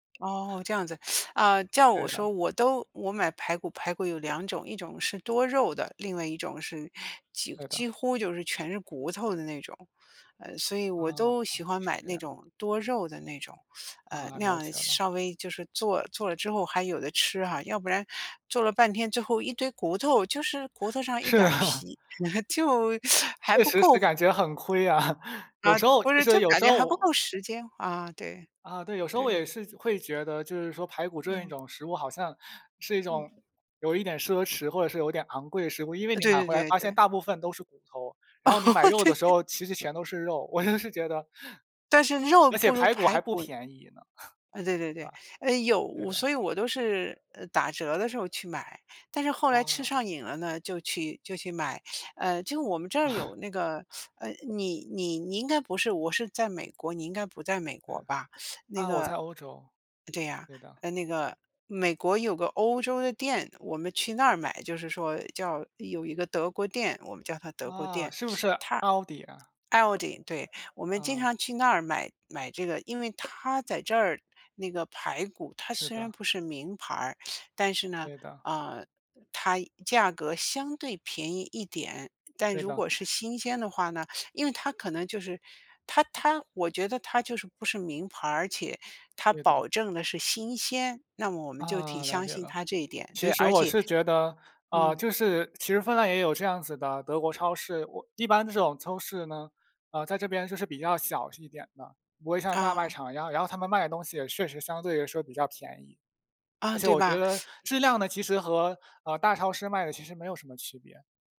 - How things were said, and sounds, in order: teeth sucking; laughing while speaking: "是的"; chuckle; teeth sucking; chuckle; tapping; laugh; laughing while speaking: "对 对"; chuckle; teeth sucking; throat clearing
- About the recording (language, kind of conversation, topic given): Chinese, unstructured, 你最喜欢的家常菜是什么？